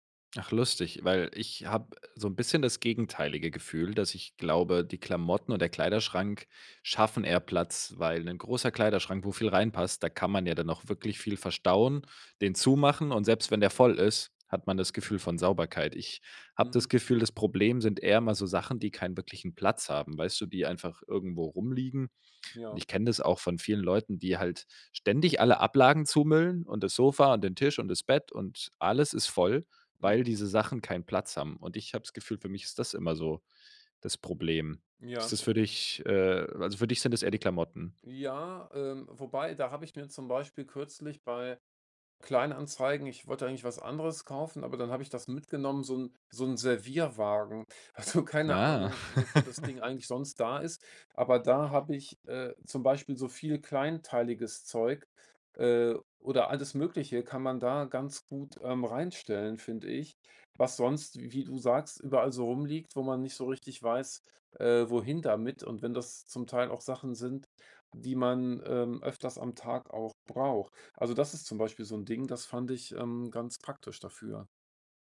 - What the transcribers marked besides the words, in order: laughing while speaking: "Also"; laugh
- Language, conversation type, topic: German, podcast, Wie schaffst du mehr Platz in kleinen Räumen?